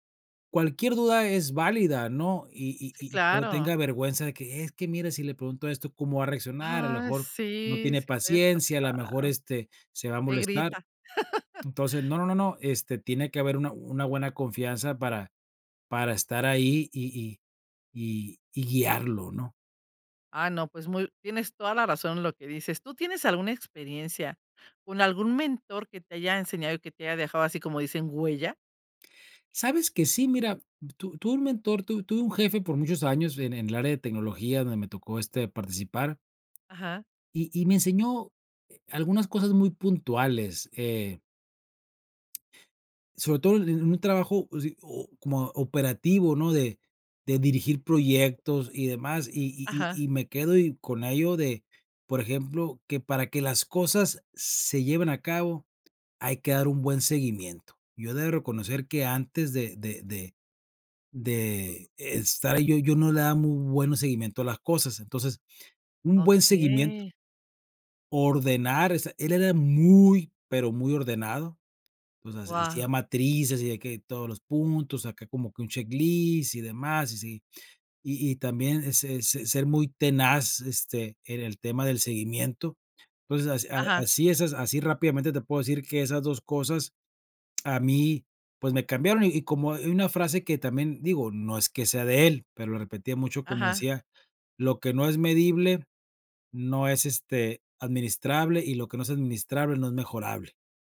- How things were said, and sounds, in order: laugh; tapping; other background noise
- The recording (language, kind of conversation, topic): Spanish, podcast, ¿Cómo puedes convertirte en un buen mentor?